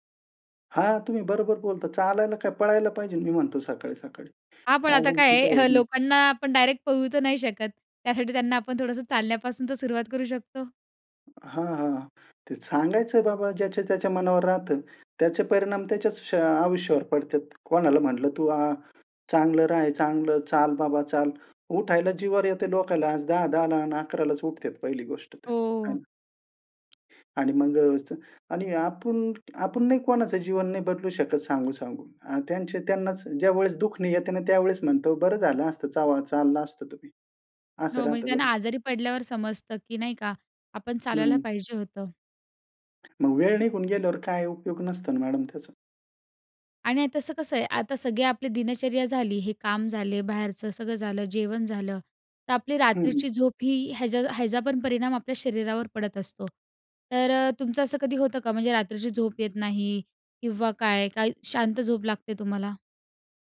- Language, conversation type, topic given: Marathi, podcast, कुटुंबात निरोगी सवयी कशा रुजवता?
- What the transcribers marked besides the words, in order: chuckle; unintelligible speech; other noise; tapping